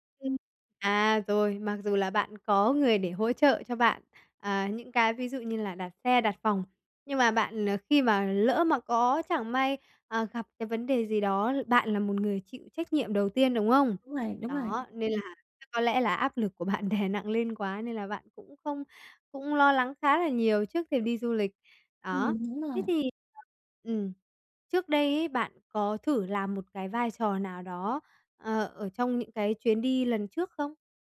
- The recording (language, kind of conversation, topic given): Vietnamese, advice, Làm sao để bớt lo lắng khi đi du lịch xa?
- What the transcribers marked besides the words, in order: laughing while speaking: "đè nặng"; tapping